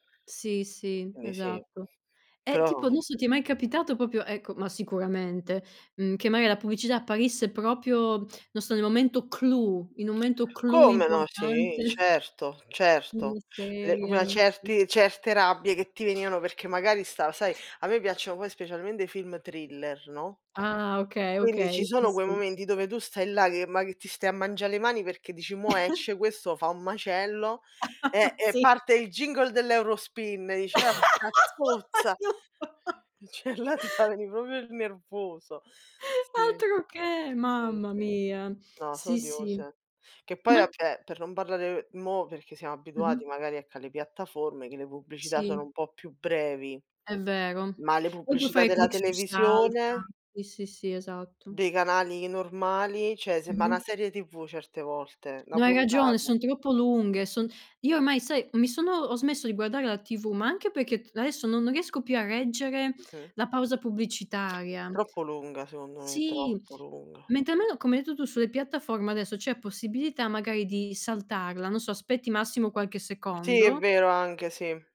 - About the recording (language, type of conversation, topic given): Italian, unstructured, Ti dà fastidio quando la pubblicità rovina un film?
- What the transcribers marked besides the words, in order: "proprio -" said as "popio"; "magari" said as "maari"; "proprio" said as "propio"; laughing while speaking: "importante"; other background noise; other noise; "specialmente" said as "specialmende"; chuckle; laugh; laughing while speaking: "Sì"; laugh; unintelligible speech; laughing while speaking: "ceh là"; "Cioè" said as "ceh"; "proprio" said as "propio"; "cioè" said as "ceh"; "aspetti" said as "spetti"